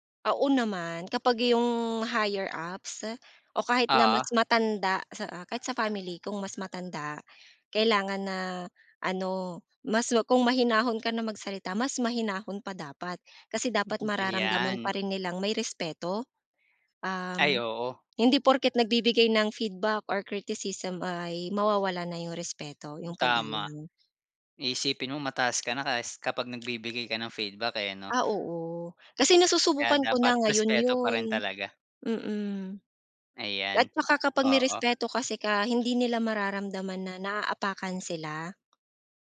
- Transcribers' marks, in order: in English: "higher ups"; chuckle
- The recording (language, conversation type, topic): Filipino, podcast, Paano ka nagbibigay ng puna nang hindi nasasaktan ang loob ng kausap?